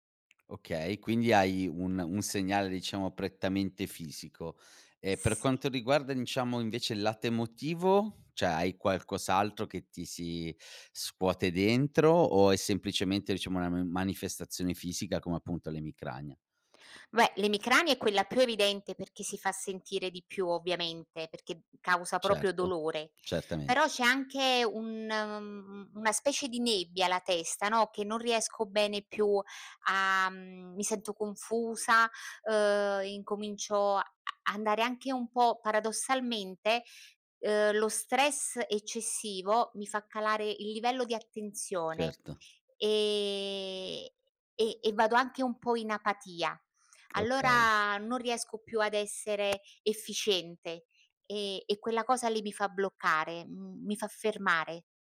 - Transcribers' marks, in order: "Cioè" said as "ceh"; other background noise; "proprio" said as "propio"; tapping
- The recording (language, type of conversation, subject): Italian, podcast, Come gestisci lo stress nella vita di tutti i giorni?